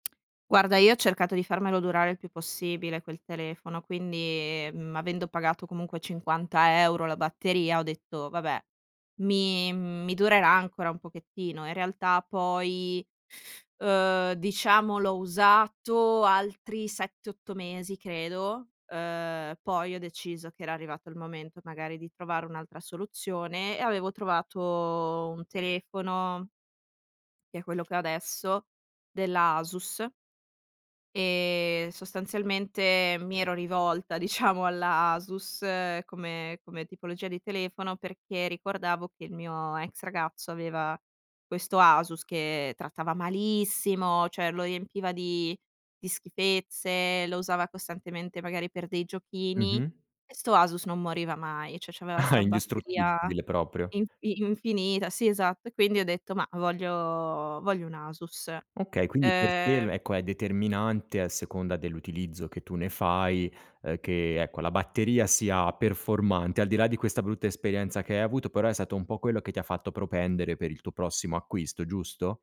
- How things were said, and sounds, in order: tsk; drawn out: "E"; laughing while speaking: "diciamo"; stressed: "malissimo"; "cioè" said as "ceh"; laughing while speaking: "Ah"; other background noise; drawn out: "voglio"; tapping
- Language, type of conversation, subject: Italian, podcast, Come affronti il decluttering digitale?